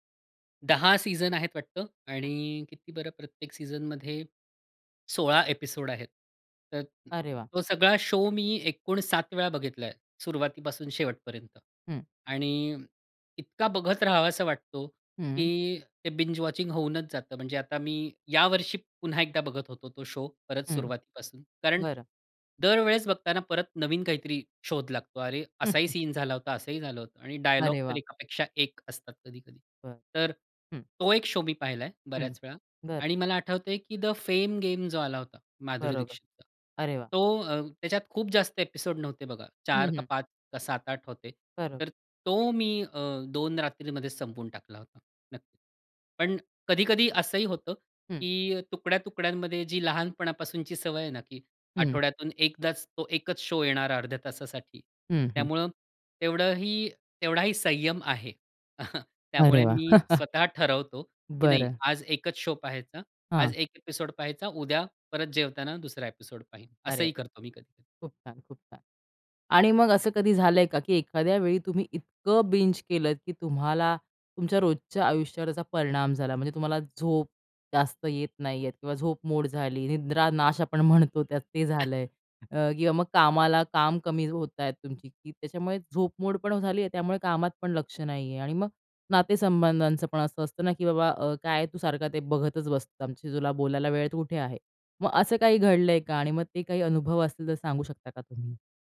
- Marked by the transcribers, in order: other background noise; in English: "शो"; in English: "बिंज वॉचिंग"; in English: "शो"; chuckle; in English: "शो"; in English: "शो"; chuckle; chuckle; in English: "शो"; in English: "बिंज"; horn
- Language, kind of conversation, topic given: Marathi, podcast, बिंज-वॉचिंग बद्दल तुमचा अनुभव कसा आहे?